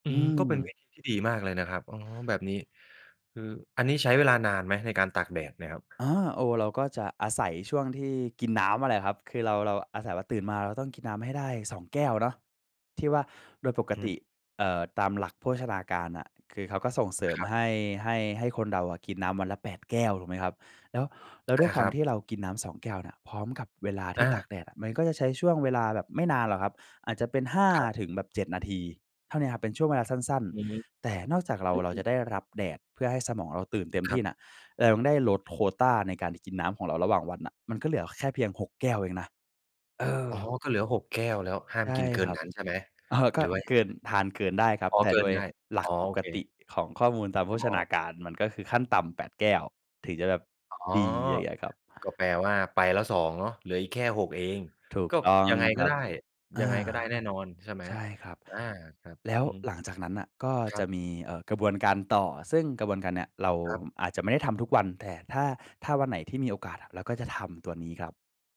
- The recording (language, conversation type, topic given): Thai, podcast, คุณช่วยเล่ากิจวัตรตอนเช้าเพื่อสุขภาพของคุณให้ฟังหน่อยได้ไหม?
- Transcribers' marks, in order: tapping; other background noise